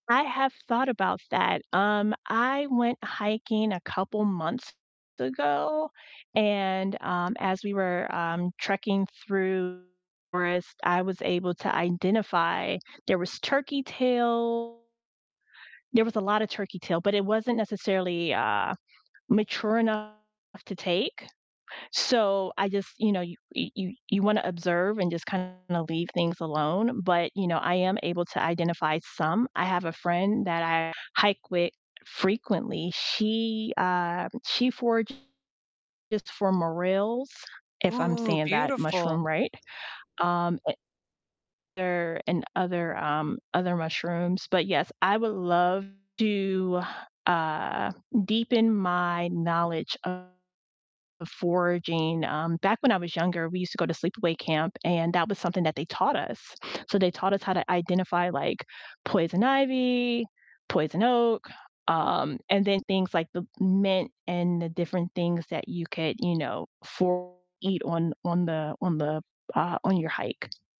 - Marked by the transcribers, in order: distorted speech; other background noise; "morels" said as "morelles"
- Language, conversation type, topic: English, unstructured, What is your favorite place to enjoy nature?
- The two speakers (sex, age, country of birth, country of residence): female, 45-49, United States, Canada; female, 45-49, United States, United States